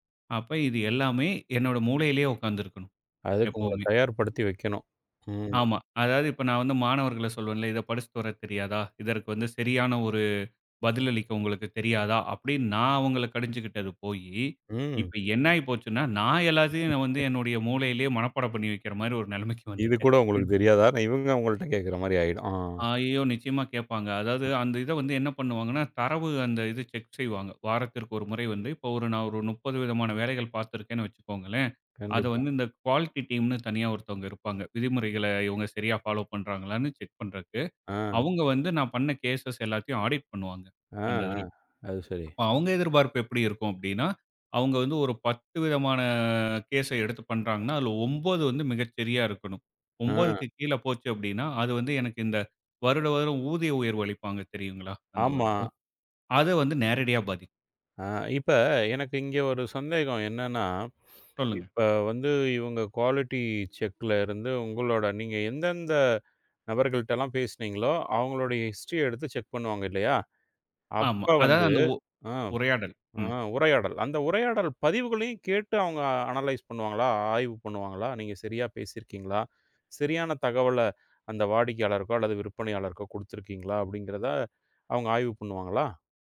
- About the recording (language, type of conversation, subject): Tamil, podcast, பணியில் மாற்றம் செய்யும் போது உங்களுக்கு ஏற்பட்ட மிகப் பெரிய சவால்கள் என்ன?
- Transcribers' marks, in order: chuckle; chuckle; in English: "செக்"; in English: "குவாலிட்டி டீம்ன்னு"; in English: "ஃபாலோ"; in English: "செக்"; in English: "கேஸஸ்"; in English: "ஆடிட்"; in English: "கேஸ"; in English: "குவாலிட்டி செக்ல"; in English: "ஹிஸ்டரி"; in English: "செக்"; in English: "அனலைஸ்"